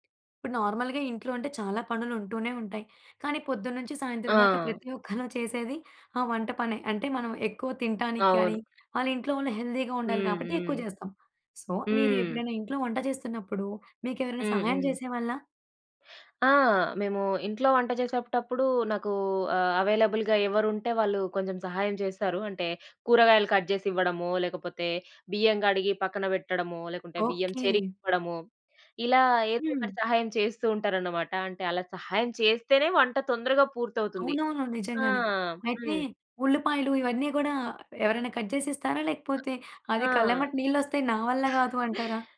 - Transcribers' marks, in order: tapping; in English: "నార్మల్‌గా"; in English: "హెల్దీగా"; in English: "సో"; "జేసేటప్పుడు" said as "జేసేపటప్పుడు"; in English: "అవైలబుల్‌గా"; in English: "కట్"; in English: "కట్"; other noise
- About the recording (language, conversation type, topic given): Telugu, podcast, వంటలో సహాయం చేయడానికి కుటుంబ సభ్యులు ఎలా భాగస్వామ్యం అవుతారు?